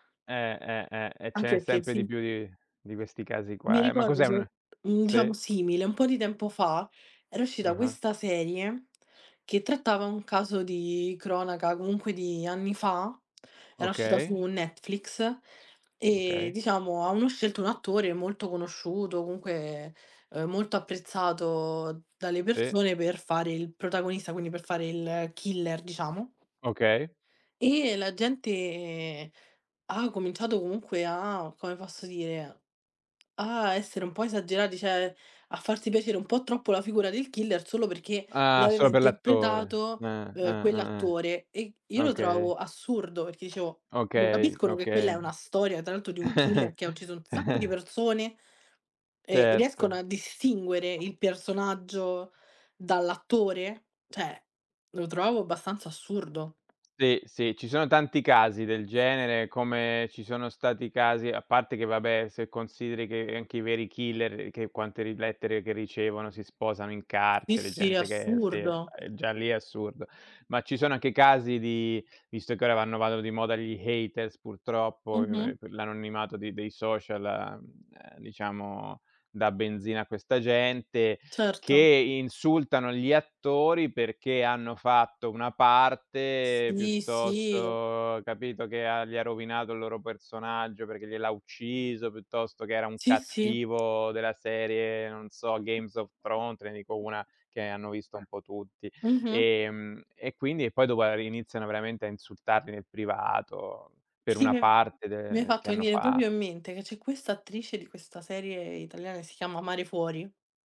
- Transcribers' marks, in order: unintelligible speech; other background noise; "avevano" said as "avno"; "cioè" said as "ceh"; tapping; chuckle; "Certo" said as "cetto"; "Cioè" said as "ceh"; in English: "haters"; unintelligible speech; "Thrones" said as "thront"; "proprio" said as "propio"
- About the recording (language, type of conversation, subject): Italian, unstructured, Come reagisci quando un cantante famoso fa dichiarazioni controverse?